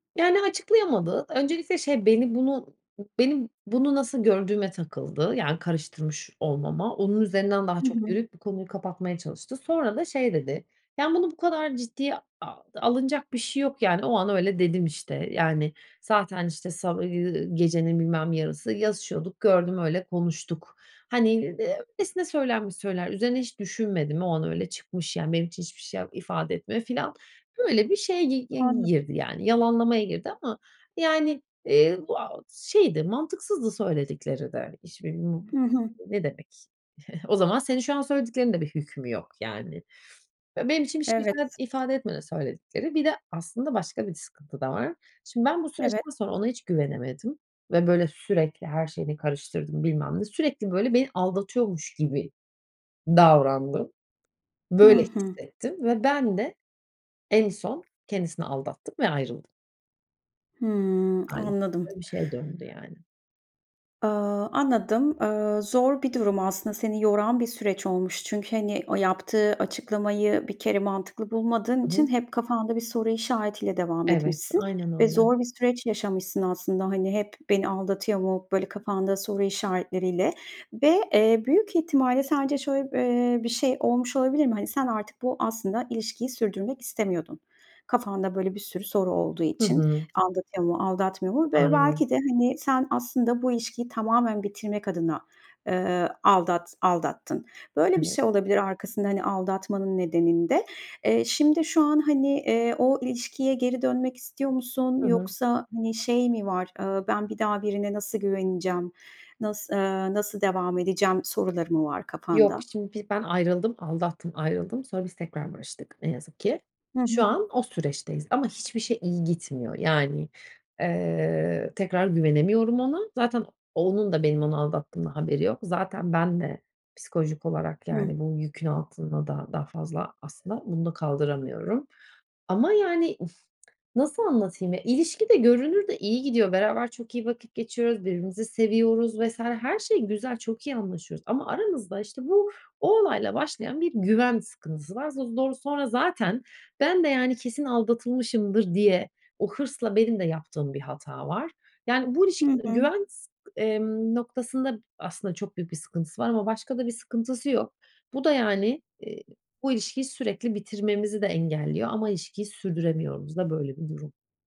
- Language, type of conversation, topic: Turkish, advice, Aldatmanın ardından güveni neden yeniden inşa edemiyorum?
- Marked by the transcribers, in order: other background noise; unintelligible speech; unintelligible speech; giggle; sniff; tapping; unintelligible speech; exhale; unintelligible speech